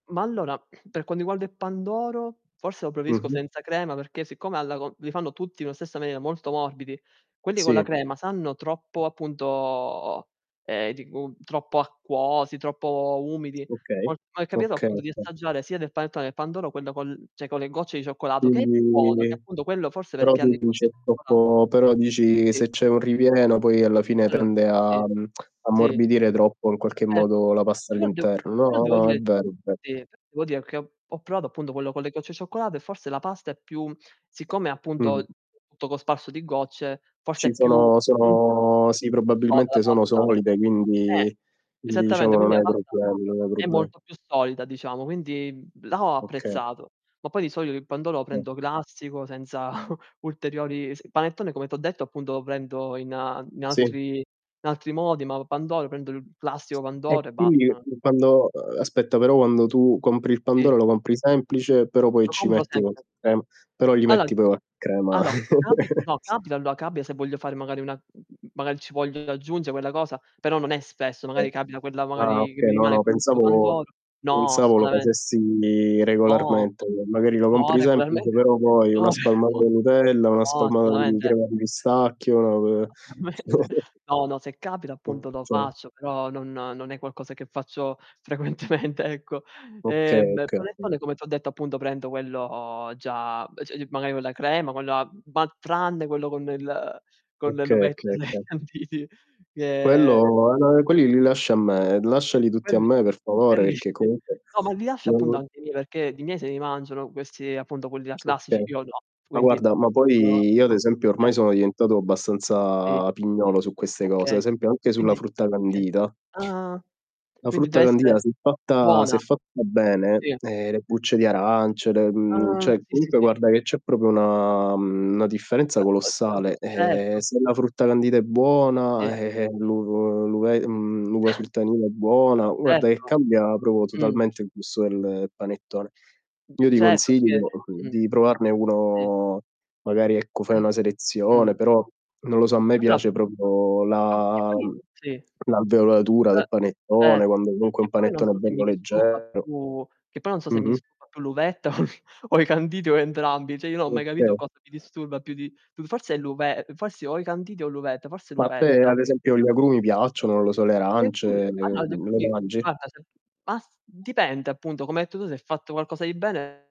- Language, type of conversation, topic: Italian, unstructured, Tra panettone e pandoro, quale dolce natalizio ami di più e perché?
- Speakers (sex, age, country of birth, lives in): male, 20-24, Italy, Italy; male, 30-34, Italy, Italy
- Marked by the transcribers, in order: drawn out: "appunto"; tapping; distorted speech; "cioè" said as "ceh"; unintelligible speech; other noise; static; tongue click; other background noise; unintelligible speech; laughing while speaking: "senza"; chuckle; "Okay" said as "kay"; laughing while speaking: "ceh no"; "cioè" said as "ceh"; "assolutamente" said as "assutamente"; laughing while speaking: "Assolutamente"; unintelligible speech; mechanical hum; unintelligible speech; laughing while speaking: "frequentemente"; "prendo" said as "prento"; drawn out: "quello"; "cioè" said as "ceh"; laughing while speaking: "l'uvetta e né i canditi"; drawn out: "che"; unintelligible speech; unintelligible speech; "cioè" said as "ceh"; drawn out: "una"; chuckle; "proprio" said as "propo"; "Allora" said as "alloa"; laughing while speaking: "l'uvetta o i"; "Cioè" said as "ceh"; unintelligible speech